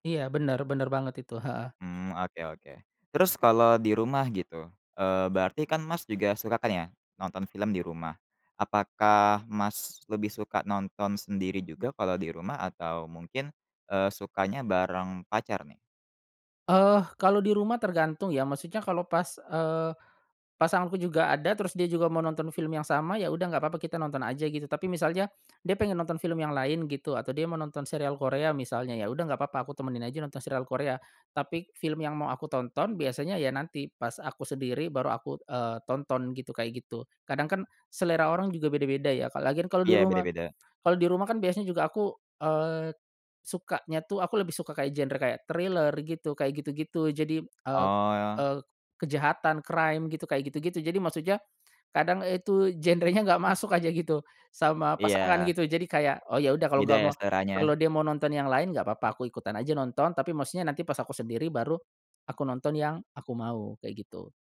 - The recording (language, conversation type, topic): Indonesian, podcast, Bagaimana pengalamanmu menonton film di bioskop dibandingkan di rumah?
- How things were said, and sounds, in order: other background noise; in English: "thriller"; in English: "crime"